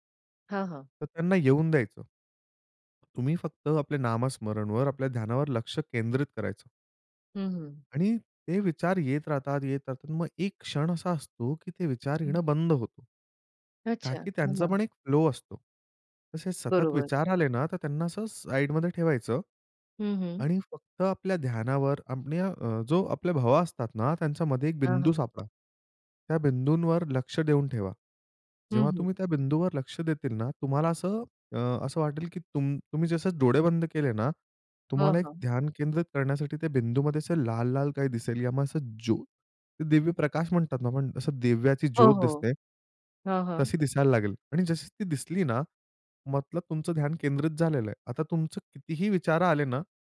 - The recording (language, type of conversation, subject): Marathi, podcast, ध्यान करताना लक्ष विचलित झाल्यास काय कराल?
- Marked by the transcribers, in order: tapping